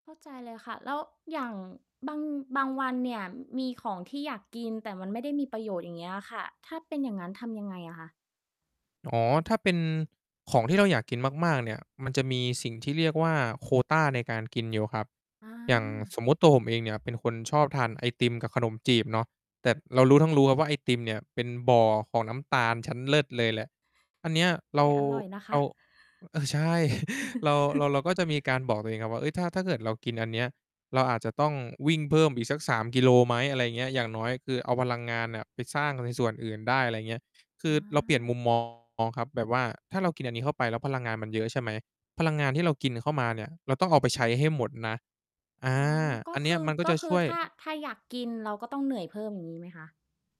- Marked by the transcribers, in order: other noise; distorted speech; chuckle; chuckle
- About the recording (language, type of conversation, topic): Thai, podcast, คุณวางแผนมื้ออาหารในแต่ละวันอย่างไร?